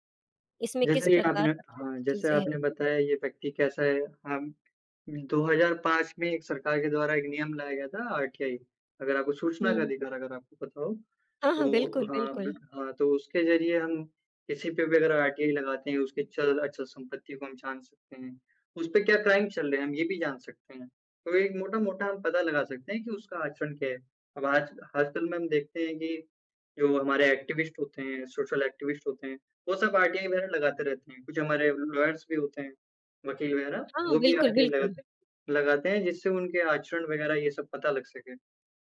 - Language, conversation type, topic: Hindi, unstructured, राजनीति में जनता की सबसे बड़ी भूमिका क्या होती है?
- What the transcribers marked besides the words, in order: in English: "आरटीआई"; in English: "आरटीआई"; in English: "क्राइम"; in English: "एक्टिविस्ट"; in English: "सोशल एक्टिविस्ट"; in English: "आरटीआई"; in English: "लॉयर्स"; in English: "आरटीआई"